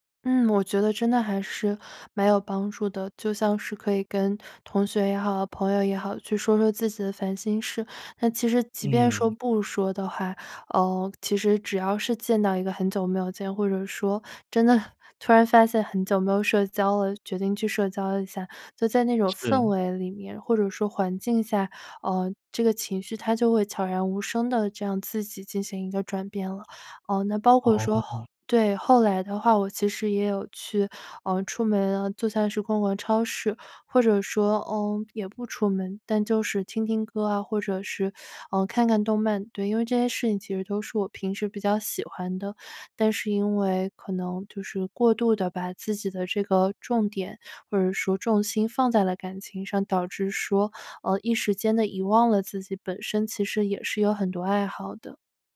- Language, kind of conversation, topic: Chinese, podcast, 你平时怎么处理突发的负面情绪？
- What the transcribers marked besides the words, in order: none